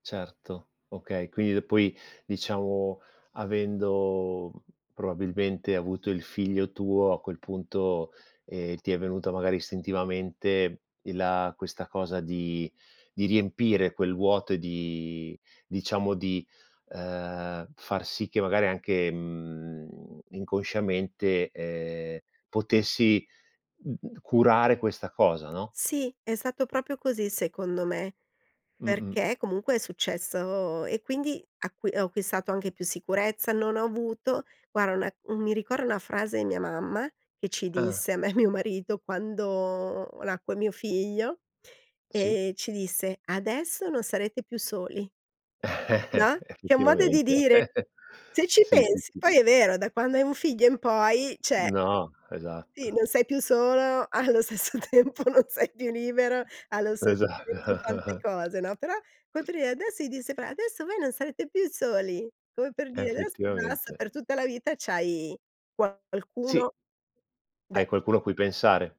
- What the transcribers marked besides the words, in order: tapping; drawn out: "di"; "proprio" said as "propio"; "guarda" said as "guara"; laughing while speaking: "me e mio"; chuckle; chuckle; "cioè" said as "ceh"; laughing while speaking: "allo stesso tempo non sei più libero"; other background noise; laughing while speaking: "Esatto"; chuckle; unintelligible speech
- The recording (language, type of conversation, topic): Italian, podcast, Cosa puoi fare quando ti senti solo anche in mezzo alla gente?